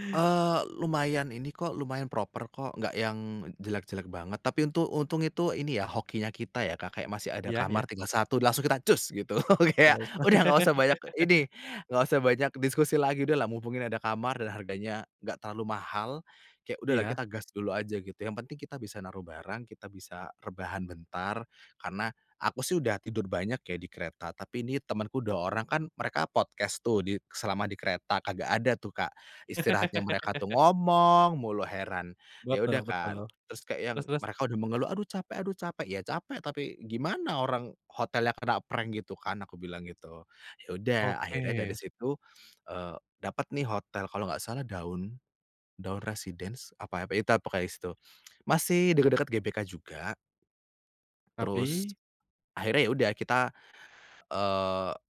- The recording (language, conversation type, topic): Indonesian, podcast, Kenangan apa yang paling kamu ingat saat nonton konser bareng teman?
- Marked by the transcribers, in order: in English: "proper"; laughing while speaking: "gitu"; laugh; in English: "podcast"; laugh; in English: "prank"